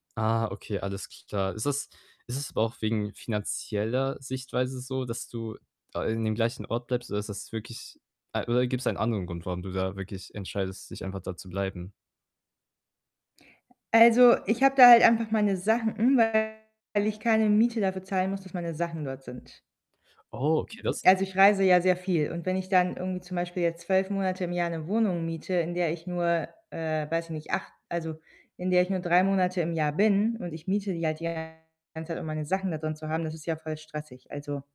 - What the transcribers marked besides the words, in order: other background noise; distorted speech; static
- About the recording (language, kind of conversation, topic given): German, advice, Wie kann ich im Alltag kleine Freuden bewusst wahrnehmen, auch wenn ich gestresst bin?